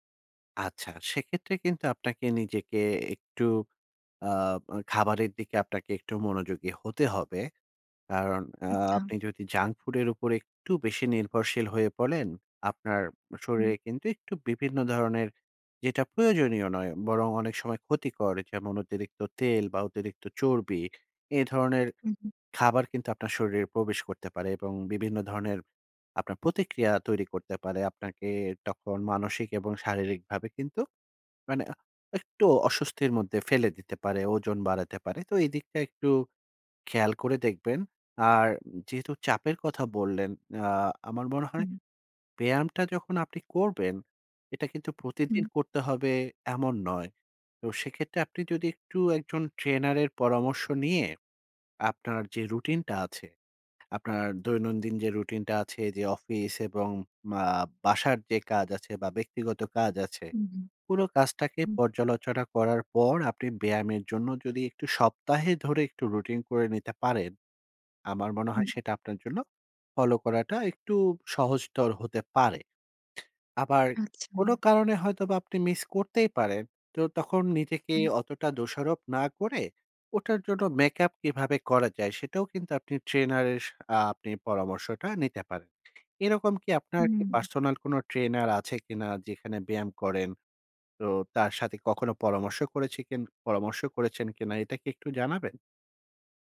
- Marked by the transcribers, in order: in English: "junk"; in English: "make up"; tapping
- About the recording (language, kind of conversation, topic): Bengali, advice, ব্যায়াম মিস করলে কি আপনার অপরাধবোধ বা লজ্জা অনুভূত হয়?